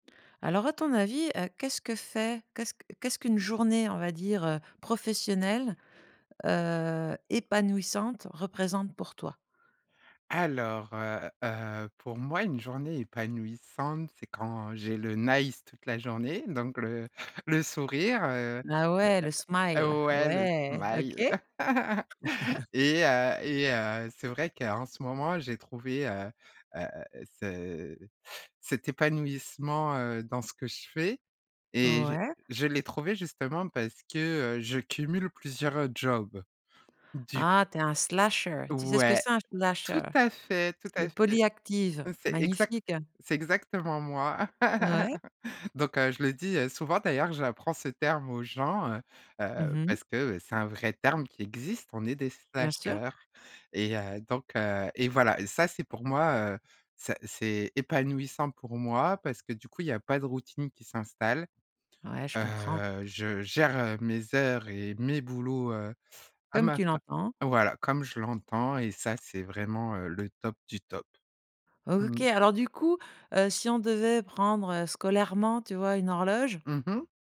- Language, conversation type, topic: French, podcast, À quoi ressemble, pour toi, une journée de travail épanouissante ?
- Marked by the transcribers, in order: in English: "nice"; in English: "smile"; in English: "smile"; laugh; chuckle; put-on voice: "slasher"; put-on voice: "slasher ?"; laugh; in English: "slashers"